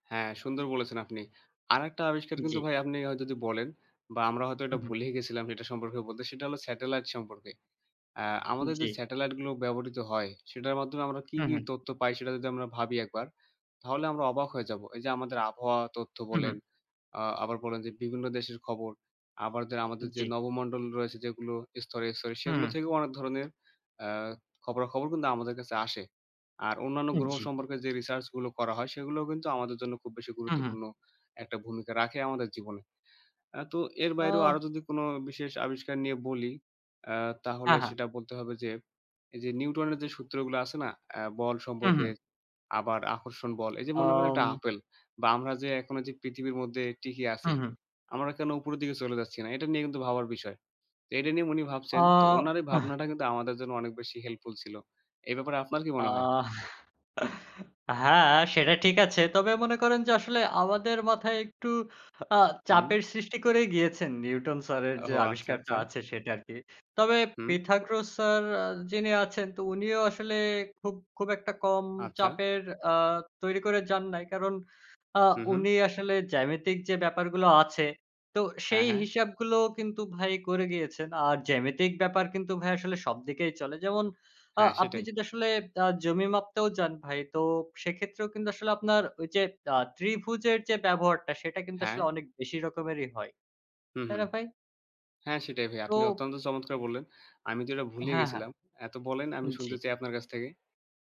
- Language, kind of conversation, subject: Bengali, unstructured, আপনি কোন বৈজ্ঞানিক আবিষ্কারটি সবচেয়ে বেশি পছন্দ করেন?
- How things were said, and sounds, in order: other background noise; "টিকে" said as "টিকি"; chuckle; chuckle